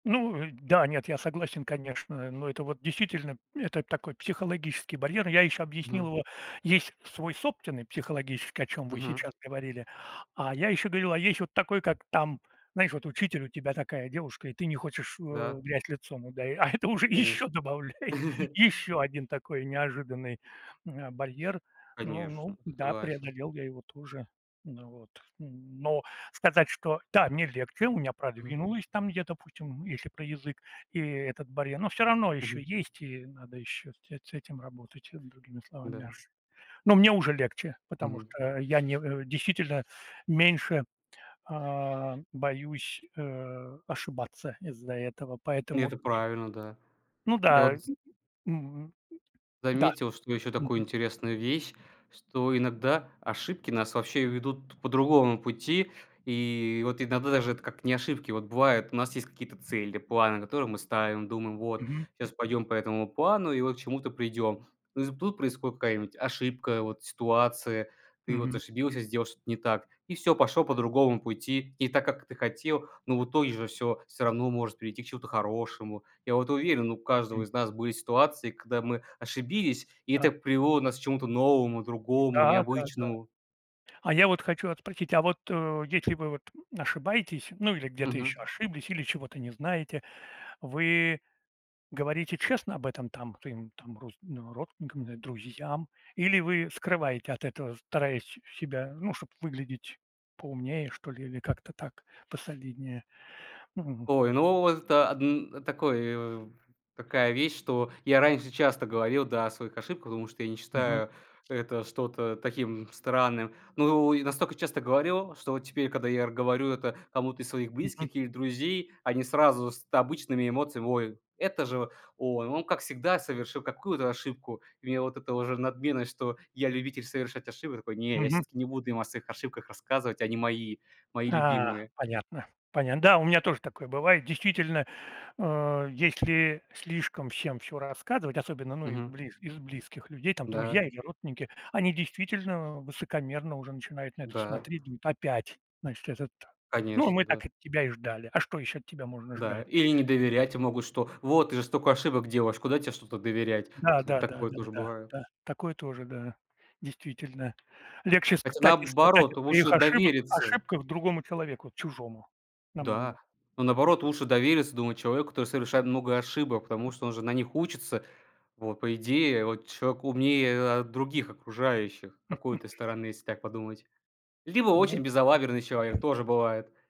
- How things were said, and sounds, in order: other background noise; laugh; laughing while speaking: "А это уже ещё добавляет ещё один такой"; tapping; other noise; chuckle
- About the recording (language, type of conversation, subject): Russian, unstructured, Как вы учитесь на своих ошибках?